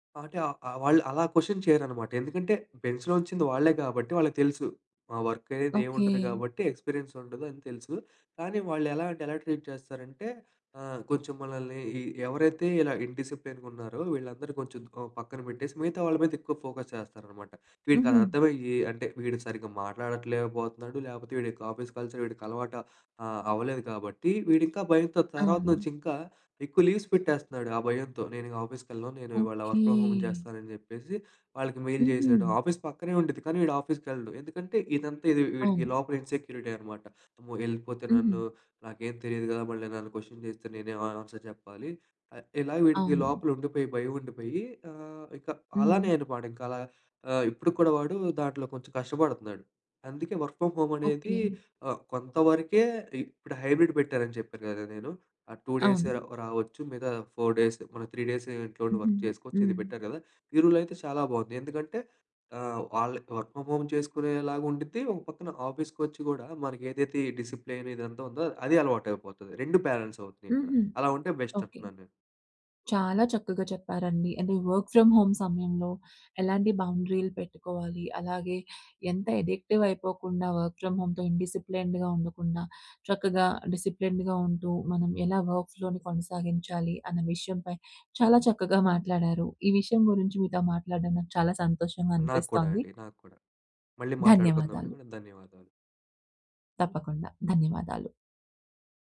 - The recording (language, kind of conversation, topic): Telugu, podcast, వర్క్‌ఫ్రమ్‌హోమ్ సమయంలో బౌండరీలు ఎలా పెట్టుకుంటారు?
- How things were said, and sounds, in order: in English: "కొషన్"; in English: "బెంచ్‌లో"; in English: "వర్క్"; in English: "ఎక్స్పిరియన్స్"; in English: "ట్రీట్"; in English: "ఇన్‌డిసిప్లీన్‌గున్నారో"; in English: "ఫోకస్"; in English: "ఆఫీస్ కల్చర్"; in English: "లీవ్స్"; in English: "ఆఫీస్‌కి"; in English: "వర్క్ ఫ్రమ్ హోమ్"; in English: "మెయిల్"; in English: "ఆఫీస్"; in English: "ఆఫీస్‌కెళ్ళడు"; in English: "ఇన్సెక్యూరిటీ"; in English: "కొషన్"; in English: "ఆన్సర్"; in English: "వర్క్ ఫ్రమ్ హోమ్"; in English: "హైబ్రిడ్"; in English: "టూ డేసే"; in English: "ఫోర్ డేస్"; in English: "త్రీ డేస్"; in English: "వర్క్"; in English: "రూల్"; in English: "వర్క్ ఫ్రమ్ హోమ్"; in English: "ఆఫీస్‌కొచ్చి"; in English: "డిసిప్లీన్"; in English: "బ్యాలెన్స్"; in English: "బెస్ట్"; in English: "వర్క్ ఫ్రమ్ హోమ్"; in English: "ఎడిక్టివ్"; in English: "వర్క్ ఫ్రమ్ హోమ్‌తో ఇండిసిప్లీన్డ్‌గా"; in English: "డిసిప్లిన్డ్‌గా"; in English: "వర్క్ ఫ్లోని"